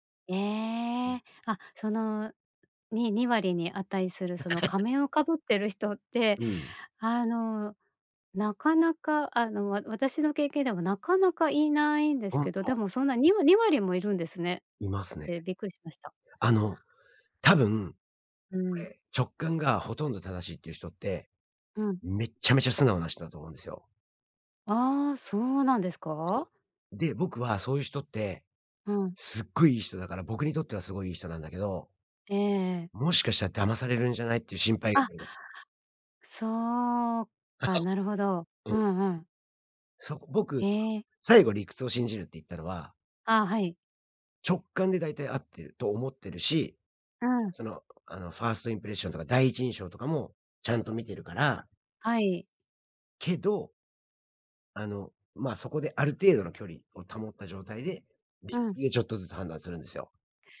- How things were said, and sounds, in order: laugh; unintelligible speech; laugh; other background noise; in English: "ファーストインプレッション"
- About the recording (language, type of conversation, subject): Japanese, podcast, 直感と理屈、普段どっちを優先する？